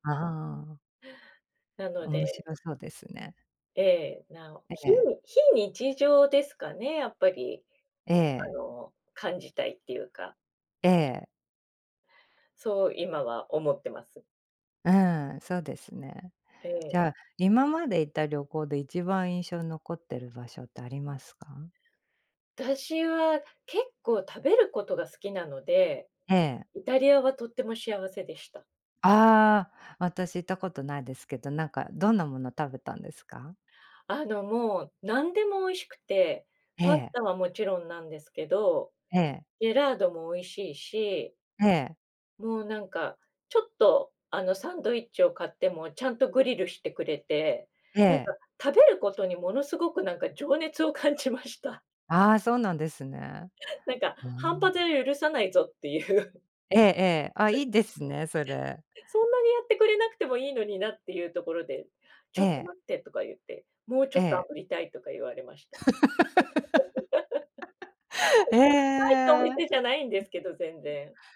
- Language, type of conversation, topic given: Japanese, unstructured, 旅行で訪れてみたい国や場所はありますか？
- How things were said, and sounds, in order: tapping; "ジェラート" said as "ジェラード"; laughing while speaking: "情熱を感じました"; chuckle; laughing while speaking: "っていう"; chuckle; laugh; unintelligible speech; chuckle